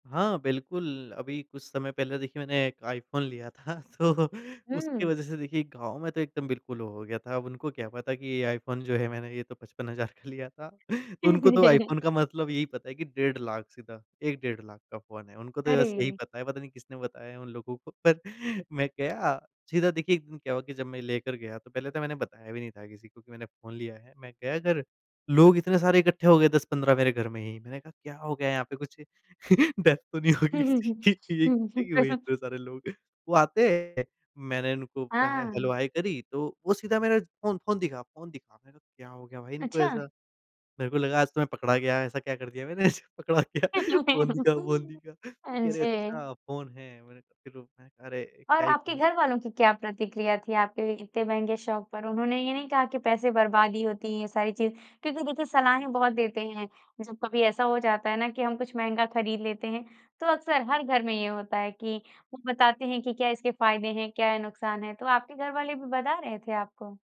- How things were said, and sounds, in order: laughing while speaking: "तो"; laughing while speaking: "लिया था"; chuckle; laughing while speaking: "डेथ तो नहीं होगी किसी की ये इकट्ठे"; in English: "डेथ"; tapping; in English: "हे हेलो हाय"; chuckle; laughing while speaking: "मैंने जो पकड़ा गया फ़ोन दिखा, फ़ोन दिखा"
- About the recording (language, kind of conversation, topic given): Hindi, podcast, आपका बचपन का सबसे पसंदीदा शौक क्या था?